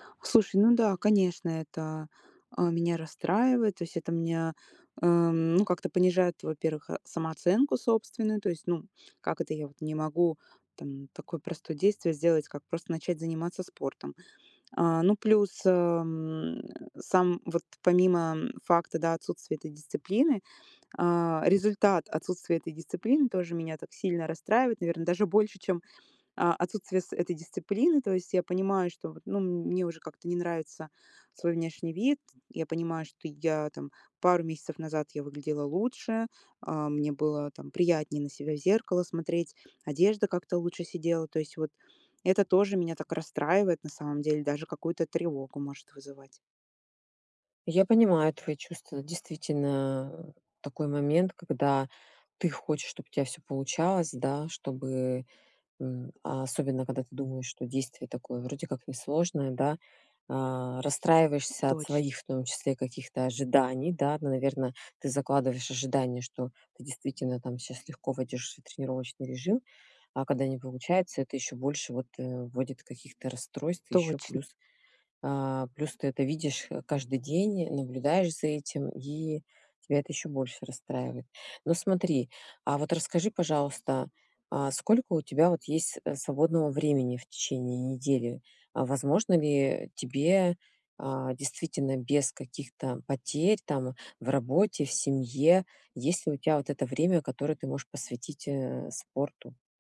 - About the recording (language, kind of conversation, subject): Russian, advice, Как мне выработать привычку регулярно заниматься спортом без чрезмерных усилий?
- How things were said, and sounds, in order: other background noise; tapping